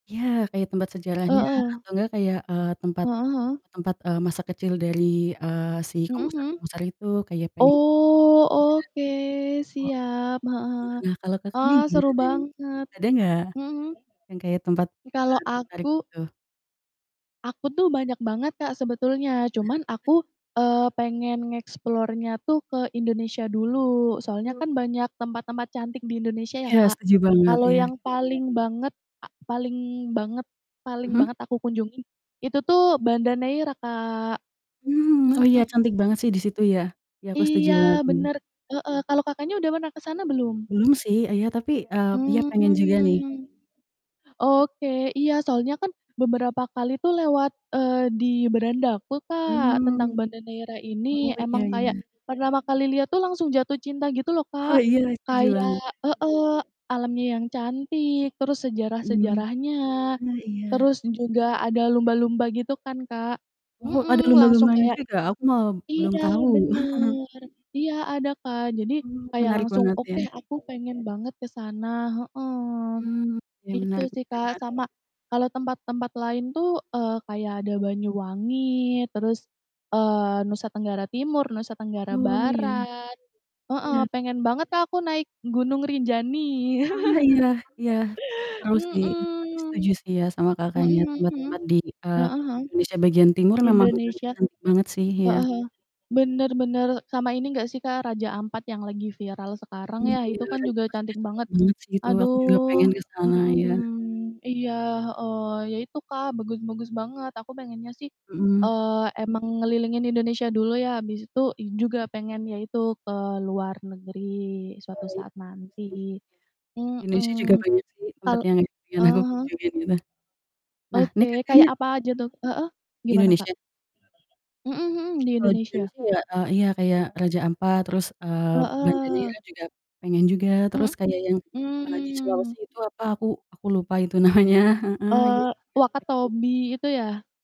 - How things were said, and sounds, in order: distorted speech; other background noise; in English: "nge-explore-nya"; chuckle; chuckle; unintelligible speech; laugh; laughing while speaking: "namanya"; unintelligible speech
- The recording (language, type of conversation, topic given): Indonesian, unstructured, Tempat impian apa yang ingin kamu kunjungi suatu hari nanti?